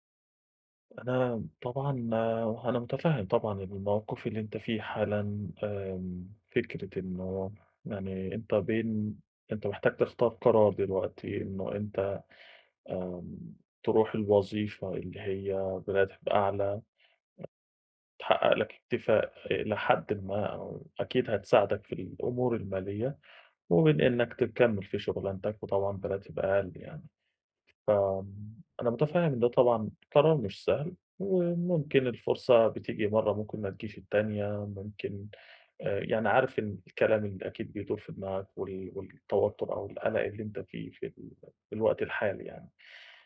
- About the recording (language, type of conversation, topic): Arabic, advice, ازاي أوازن بين طموحي ومسؤولياتي دلوقتي عشان ما أندمش بعدين؟
- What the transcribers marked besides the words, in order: none